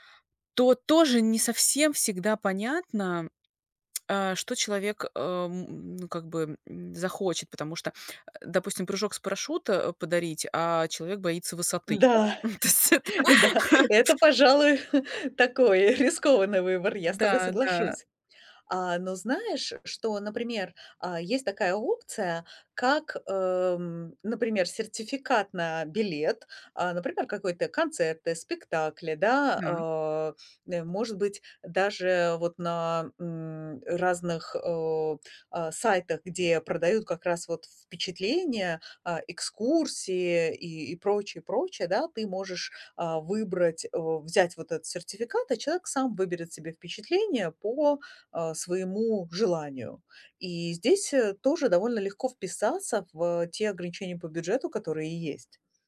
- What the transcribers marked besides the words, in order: chuckle; laughing while speaking: "да, это, пожалуй, такой, э, рискованный выбор"; laughing while speaking: "Ну, то есть это"; laugh
- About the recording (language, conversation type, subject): Russian, advice, Где искать идеи для оригинального подарка другу и на что ориентироваться при выборе?